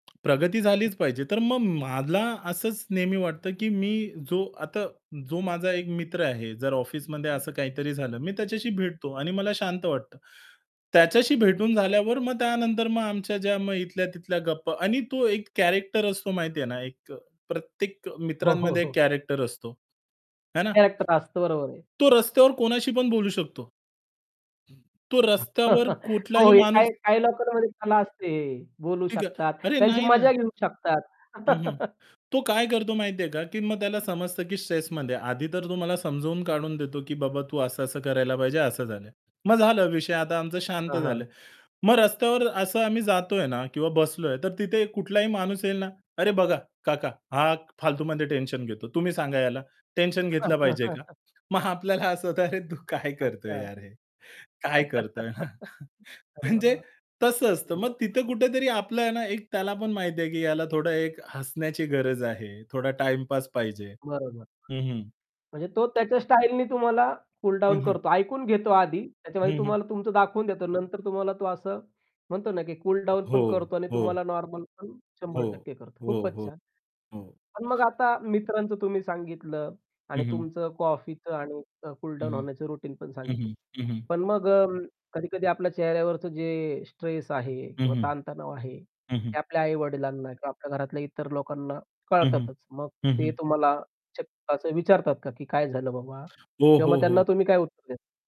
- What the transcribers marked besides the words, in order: distorted speech; in English: "कॅरेक्टर"; laughing while speaking: "हो, हो, हो"; in English: "कॅरेक्टर"; in English: "कॅरेक्टर"; other background noise; chuckle; laugh; chuckle; laughing while speaking: "मग आपल्याला असं होतं, अरे … करतोय हा! म्हणजे"; chuckle; unintelligible speech; chuckle; static; tapping; in English: "रुटीन"
- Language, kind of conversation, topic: Marathi, podcast, एक व्यस्त दिवस संपल्यानंतर तुम्ही स्वतःला कसं शांत करता?